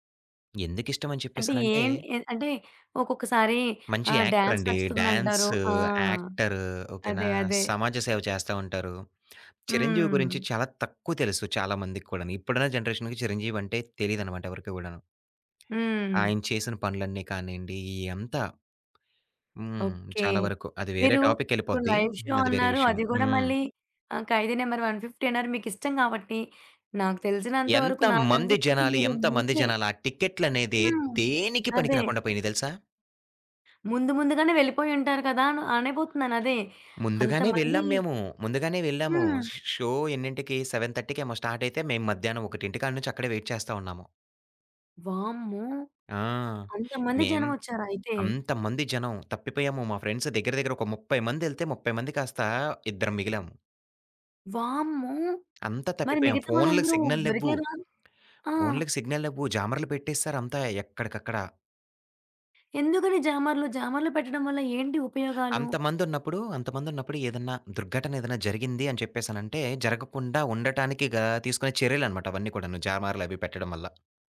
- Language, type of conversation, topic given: Telugu, podcast, ప్రత్యక్ష కార్యక్రమానికి వెళ్లేందుకు మీరు చేసిన ప్రయాణం గురించి ఒక కథ చెప్పగలరా?
- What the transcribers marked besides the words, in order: in English: "యాక్టర్"; in English: "డాన్స్"; in English: "డాన్స్, యాక్టర్"; in English: "జనరేషన్‌కి"; tapping; in English: "టాపిక్‌కి"; in English: "లైవ్ షో"; other background noise; in English: "షో షో"; in English: "సెవెన్ థర్టీ‌కేమో"; in English: "వైట్"; in English: "ఫ్రెండ్స్"; surprised: "వామ్మో!"; in English: "సిగ్నల్"; in English: "సిగ్నల్"